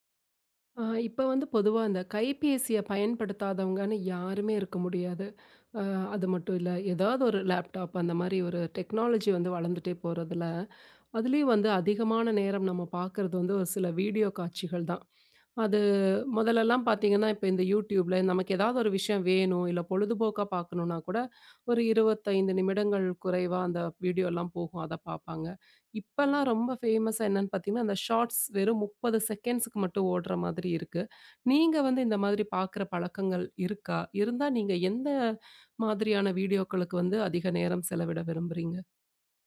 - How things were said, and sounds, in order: in English: "லேப்டாப்"; in English: "டெக்னாலஜி"; in English: "ஃபேமஸ்"; in English: "ஷார்ட்ஸ்"
- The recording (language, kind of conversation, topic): Tamil, podcast, சின்ன வீடியோக்களா, பெரிய படங்களா—நீங்கள் எதை அதிகம் விரும்புகிறீர்கள்?